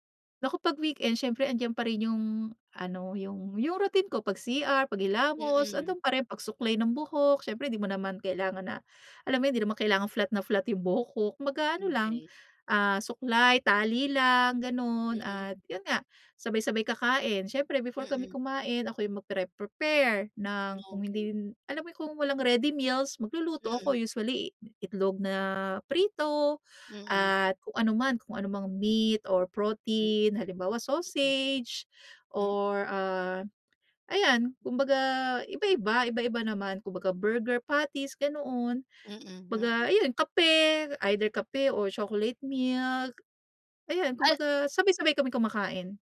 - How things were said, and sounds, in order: tapping
- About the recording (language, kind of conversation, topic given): Filipino, podcast, Puwede mo bang ikuwento ang paborito mong munting ritwal tuwing umaga?